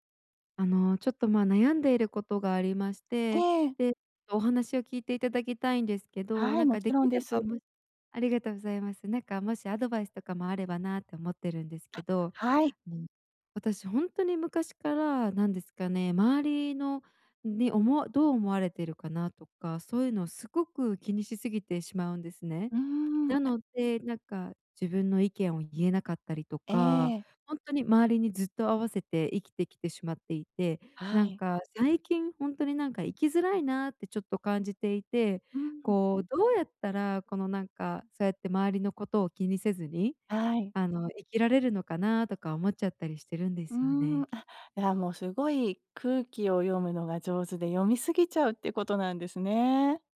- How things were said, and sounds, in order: other background noise
- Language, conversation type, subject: Japanese, advice, 他人の評価を気にしすぎずに生きるにはどうすればいいですか？